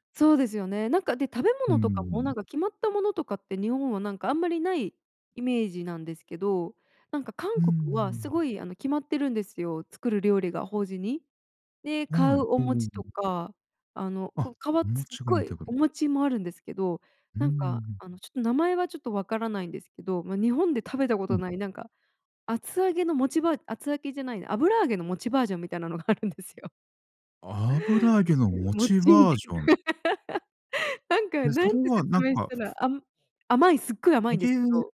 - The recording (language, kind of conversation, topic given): Japanese, podcast, あなたのルーツに今も残っている食文化はどのようなものですか？
- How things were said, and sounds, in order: laughing while speaking: "あるんですよ"; laughing while speaking: "餅みたいな"; laugh; other noise